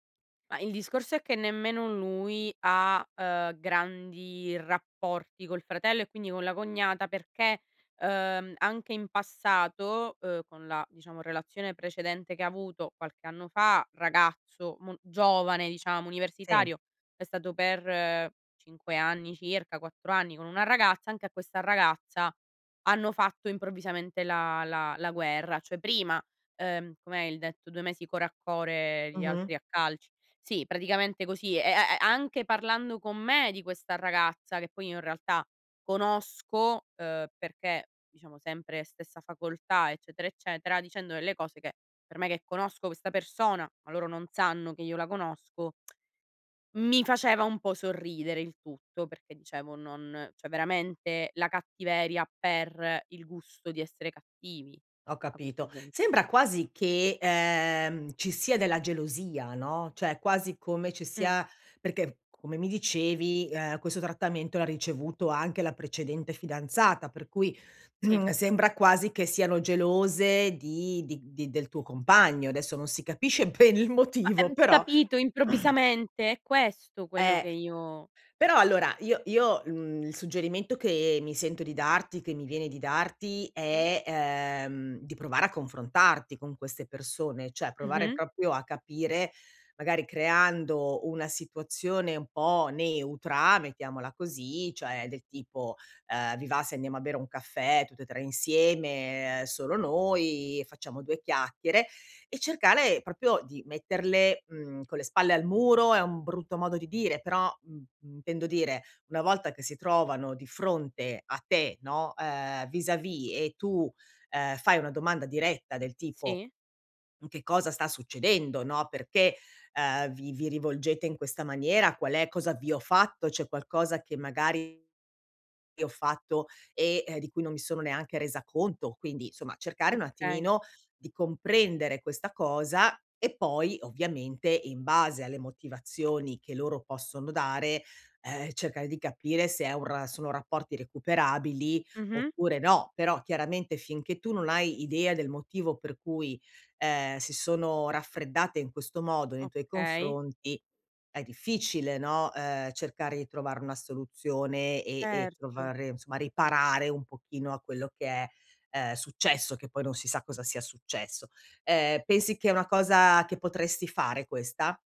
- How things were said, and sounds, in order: lip smack; "cioè" said as "ceh"; "cioè" said as "ceh"; throat clearing; laughing while speaking: "bene il motivo"; throat clearing; "cioè" said as "ceh"; "proprio" said as "propio"; "cioè" said as "ceh"; "proprio" said as "propio"; in French: "vis a vis"; other background noise; "insomma" said as "nsomma"
- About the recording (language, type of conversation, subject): Italian, advice, Come posso risolvere i conflitti e i rancori del passato con mio fratello?